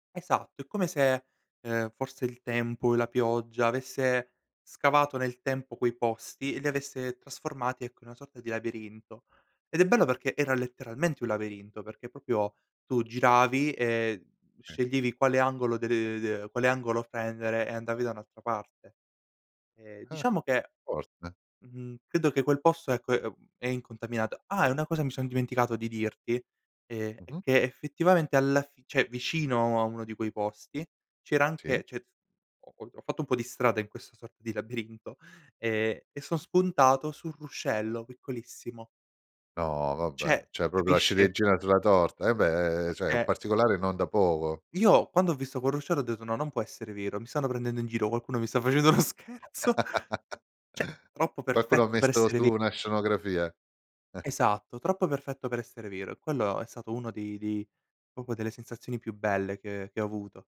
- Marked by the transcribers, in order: "proprio" said as "propio"; "cioè" said as "ceh"; "Cioè" said as "ceh"; "proprio" said as "propo"; "cioè" said as "ceh"; "Cioè" said as "ceh"; chuckle; laughing while speaking: "mi sta facendo uno scherzo"; "Cioè" said as "ceh"; snort; "proprio" said as "propo"
- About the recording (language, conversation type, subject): Italian, podcast, Raccontami un’esperienza in cui la natura ti ha sorpreso all’improvviso?